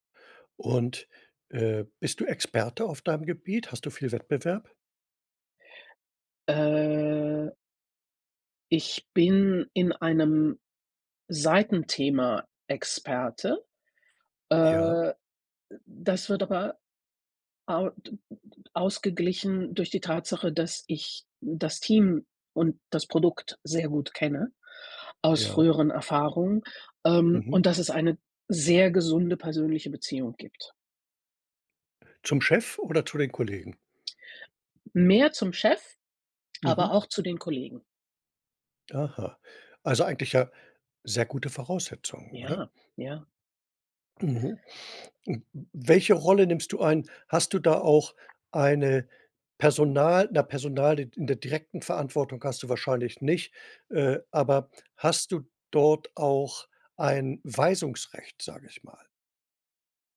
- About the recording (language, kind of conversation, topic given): German, advice, Wie kann ich meine Unsicherheit vor einer Gehaltsverhandlung oder einem Beförderungsgespräch überwinden?
- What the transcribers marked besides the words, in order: drawn out: "Äh"